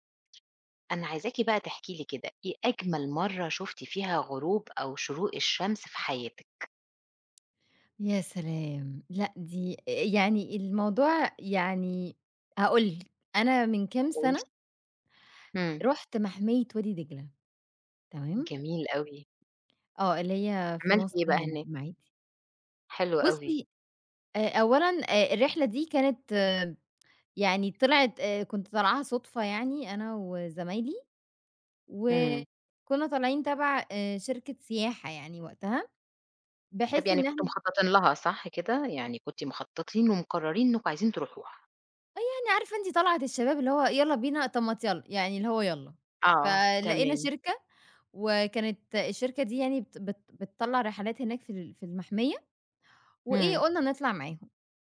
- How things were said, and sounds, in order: tapping
- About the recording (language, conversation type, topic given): Arabic, podcast, إيه أجمل غروب شمس أو شروق شمس شفته وإنت برّه مصر؟